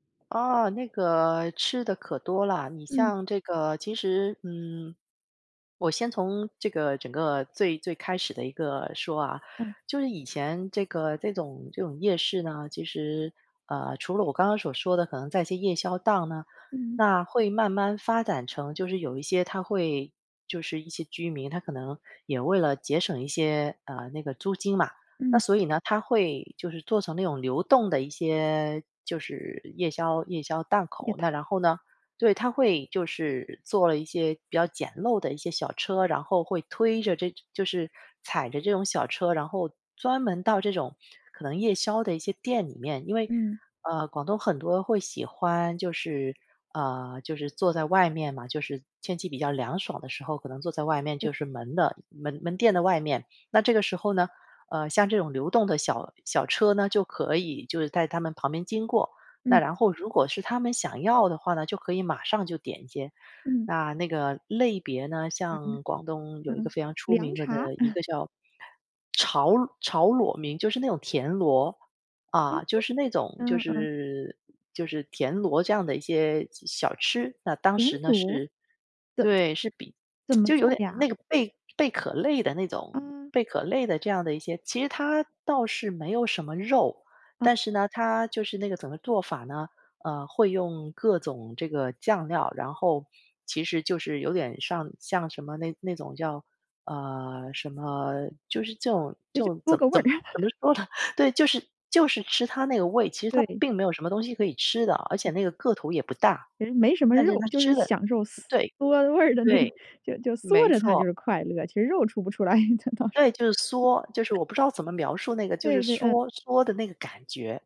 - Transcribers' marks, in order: laughing while speaking: "嗯"; tsk; chuckle; laughing while speaking: "味儿的那个"; tapping; laughing while speaking: "来，这倒是"; other background noise; chuckle
- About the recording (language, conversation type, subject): Chinese, podcast, 你会如何向别人介绍你家乡的夜市？